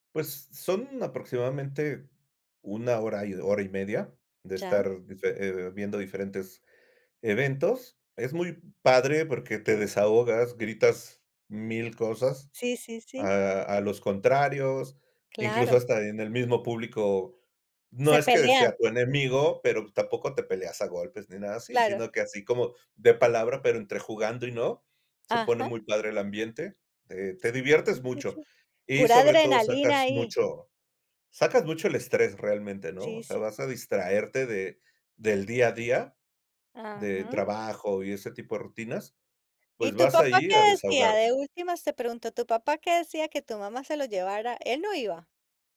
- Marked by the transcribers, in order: other noise
- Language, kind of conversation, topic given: Spanish, podcast, ¿Qué personaje de ficción sientes que te representa y por qué?